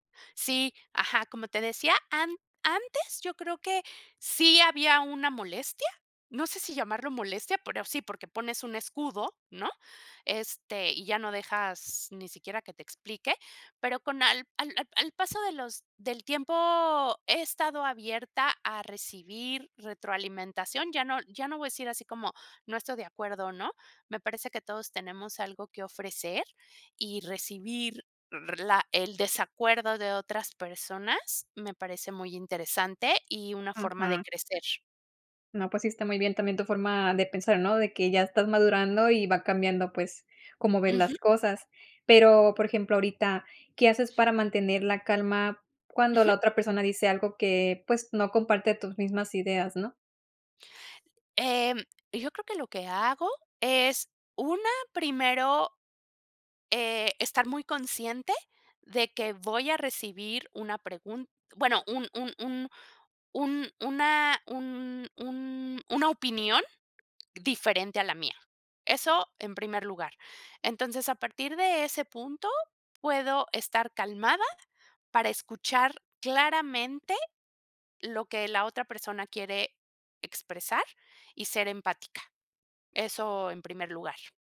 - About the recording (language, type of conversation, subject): Spanish, podcast, ¿Cómo sueles escuchar a alguien que no está de acuerdo contigo?
- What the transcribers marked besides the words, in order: tapping; other background noise